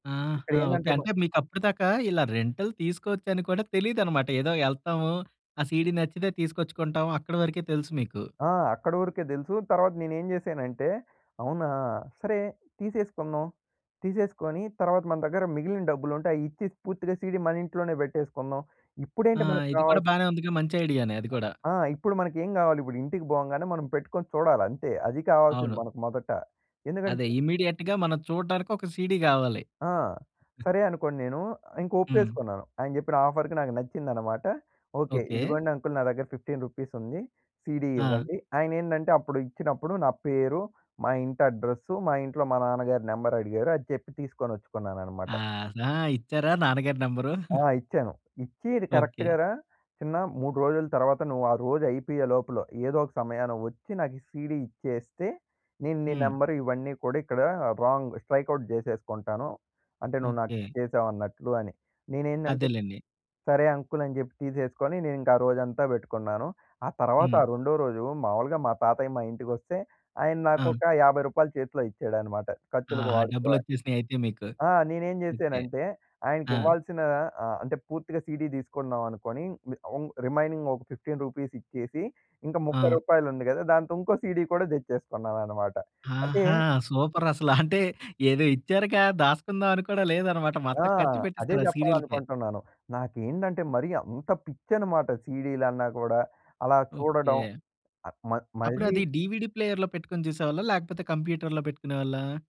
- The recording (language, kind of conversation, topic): Telugu, podcast, వీడియో రెంటల్ షాపుల జ్ఞాపకాలు షేర్ చేయగలరా?
- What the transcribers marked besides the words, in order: other background noise; in English: "రెంటల్"; in English: "సీడీ"; in English: "ఇమ్మీడియేట్‌గా"; in English: "సీడీ"; other noise; in English: "ఆఫర్‌కి"; in English: "ఫిఫ్టీన్ రూపీస్"; in English: "సీడీ"; in English: "నెంబర్"; chuckle; in English: "కరెక్ట్‌గా"; in English: "సీడీ"; in English: "నెంబర్"; in English: "రాంగ్ స్ట్రైక్ అవుట్"; in English: "సీడీ"; in English: "రిమైనింగ్"; in English: "ఫిఫ్టీన్ రూపీస్"; in English: "సీడీ"; in English: "సూపర్"; chuckle; in English: "డీవీడీ ప్లేయర్‌లో"; in English: "కంప్యూటర్‌లో"